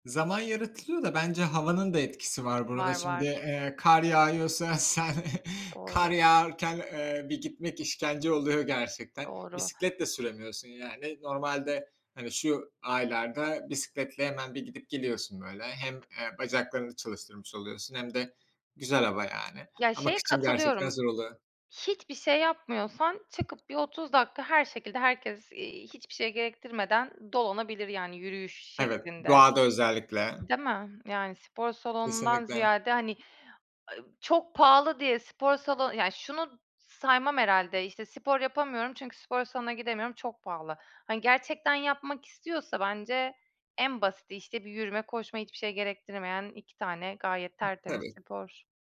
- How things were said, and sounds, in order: tapping; laughing while speaking: "sen"; chuckle; other background noise
- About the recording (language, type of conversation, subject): Turkish, unstructured, Spor salonları pahalı olduğu için spor yapmayanları haksız mı buluyorsunuz?
- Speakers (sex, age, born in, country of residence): female, 35-39, Turkey, Greece; male, 30-34, Turkey, Germany